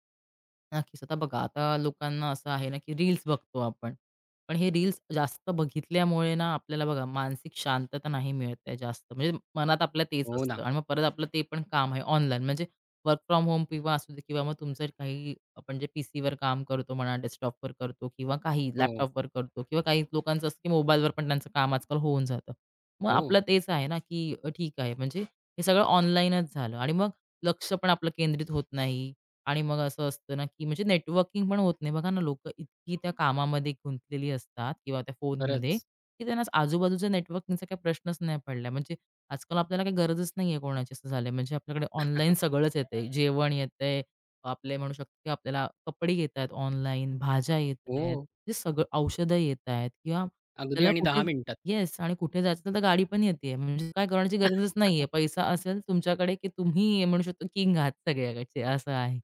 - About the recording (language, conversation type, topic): Marathi, podcast, ऑनलाइन आणि प्रत्यक्ष आयुष्यातील सीमारेषा ठरवाव्यात का, आणि त्या का व कशा ठरवाव्यात?
- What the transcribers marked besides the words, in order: in English: "वर्क फ्रॉम होम"; in English: "डेस्कटॉपवर"; other background noise; chuckle; chuckle